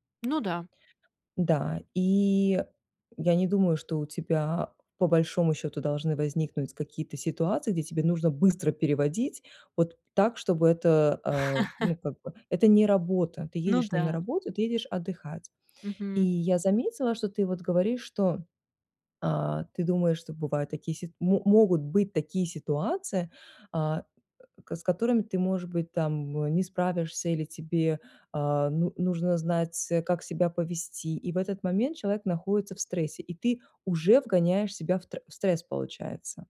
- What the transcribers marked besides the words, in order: chuckle
- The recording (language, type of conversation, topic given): Russian, advice, Как справиться с языковым барьером во время поездок и общения?